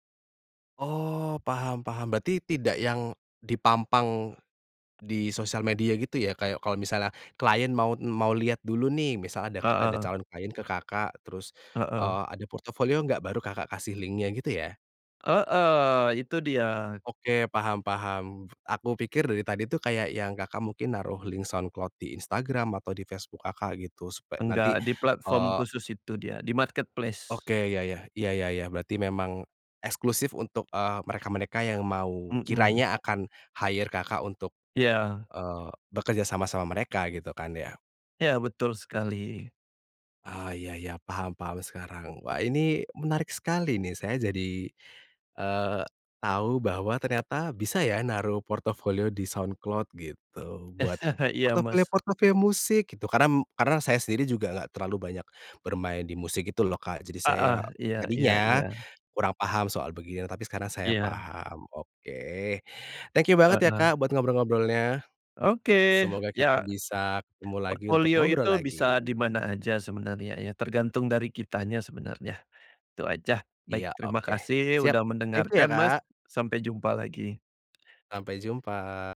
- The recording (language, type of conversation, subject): Indonesian, podcast, Bagaimana kamu memilih platform untuk membagikan karya?
- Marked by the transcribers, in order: tapping; in English: "link-nya"; in English: "di marketplace"; in English: "hire"; chuckle; stressed: "tadinya"